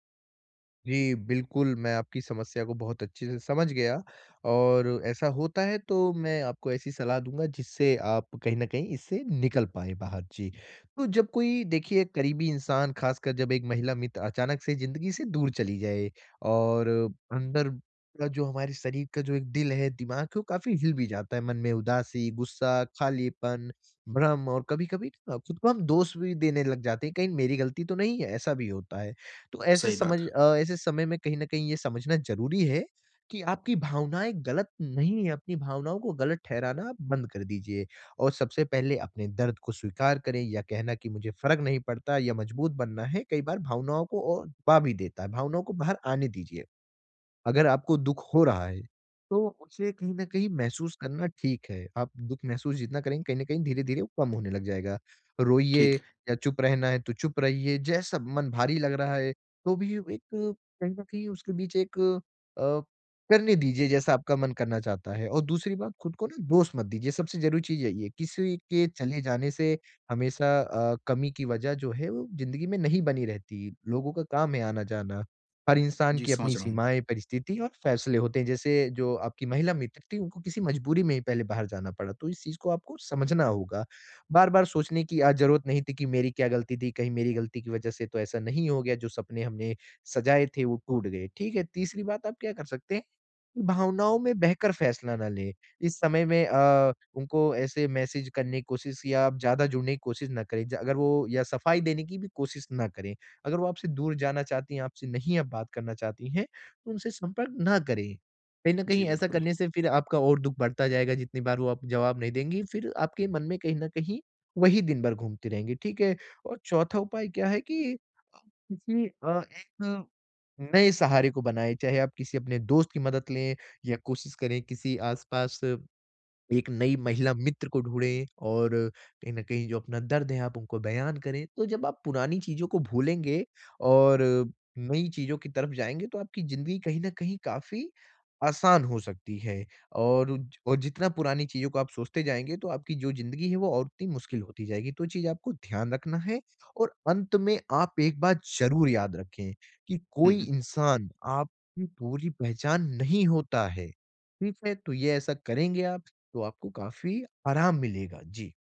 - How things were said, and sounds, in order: none
- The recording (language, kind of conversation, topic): Hindi, advice, रिश्ता टूटने के बाद अस्थिर भावनाओं का सामना मैं कैसे करूँ?